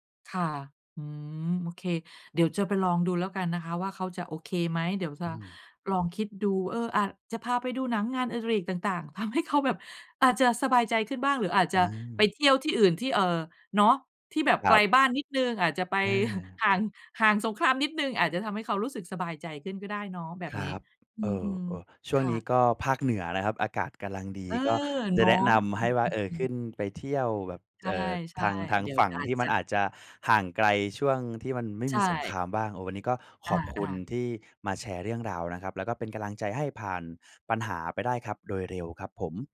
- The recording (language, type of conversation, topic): Thai, advice, เราจะปรับตัวในช่วงความไม่แน่นอนและเปลี่ยนการสูญเสียให้เป็นโอกาสได้อย่างไร?
- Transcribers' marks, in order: laughing while speaking: "ทำให้เขาแบบ"; chuckle; "กำลัง" said as "กะลัง"